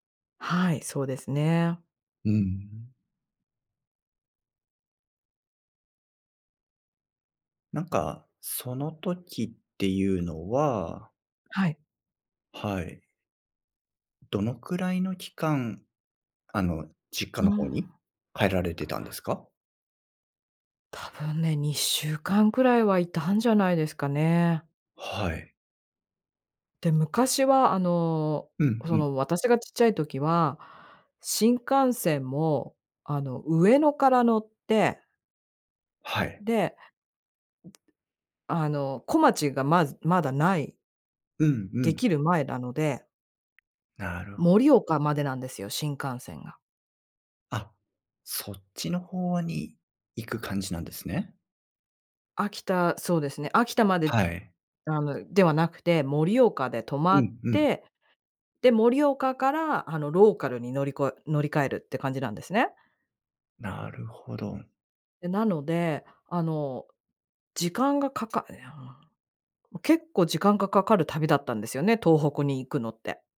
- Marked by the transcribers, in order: other noise
- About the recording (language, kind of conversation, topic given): Japanese, podcast, 子どもの頃の一番の思い出は何ですか？